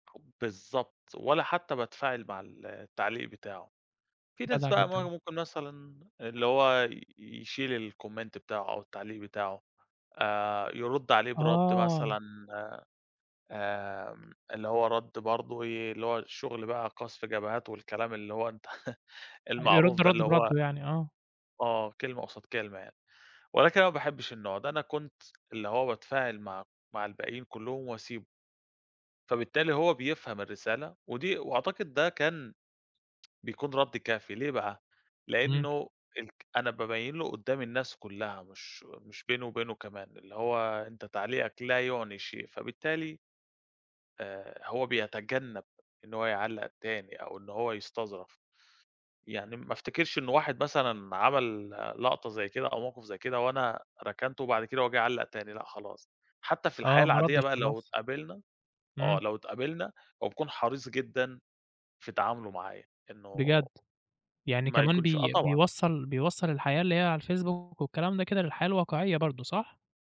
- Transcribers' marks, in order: in English: "الcomment"; laugh
- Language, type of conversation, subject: Arabic, podcast, إزاي بتتعامل مع التعليقات السلبية على الإنترنت؟